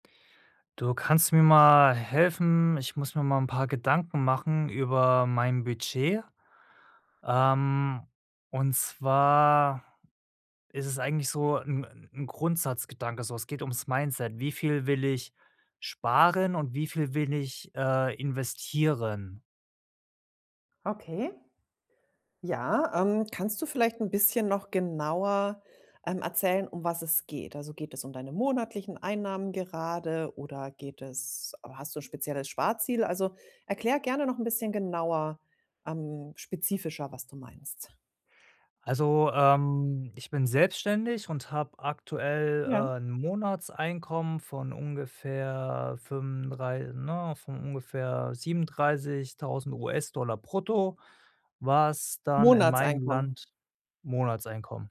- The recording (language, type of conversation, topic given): German, advice, Wie kann ich meine Sparziele erreichen, ohne im Alltag auf kleine Freuden zu verzichten?
- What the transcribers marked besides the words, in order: none